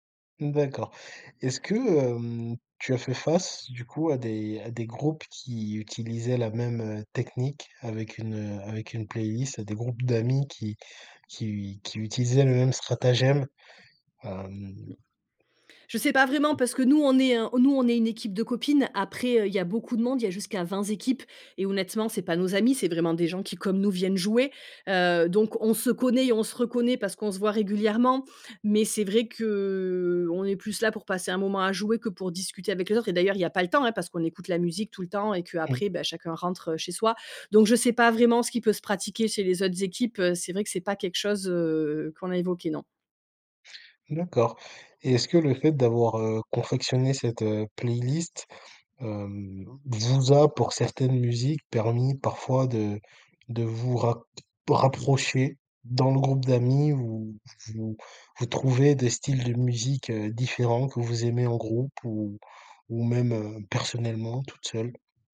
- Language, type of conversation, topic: French, podcast, Raconte un moment où une playlist a tout changé pour un groupe d’amis ?
- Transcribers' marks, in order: drawn out: "Hem"; other background noise; stressed: "personnellement"